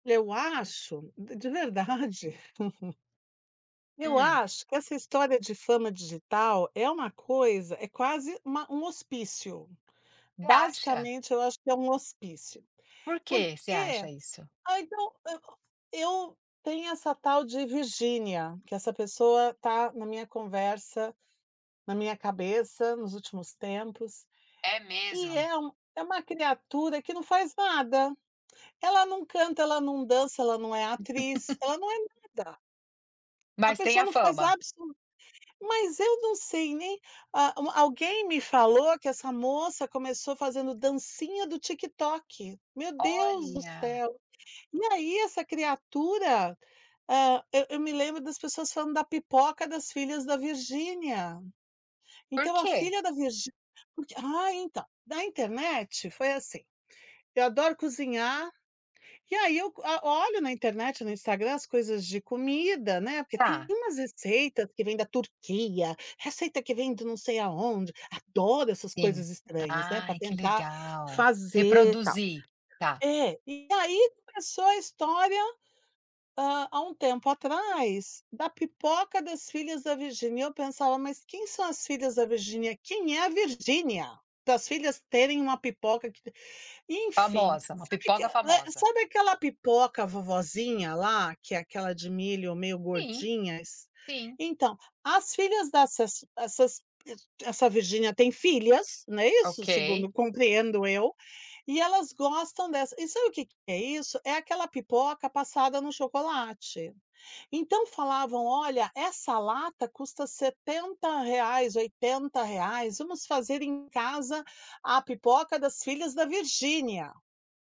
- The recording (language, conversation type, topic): Portuguese, podcast, Qual é a relação entre fama digital e saúde mental hoje?
- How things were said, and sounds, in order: laughing while speaking: "de verdade"; tapping; laugh; other background noise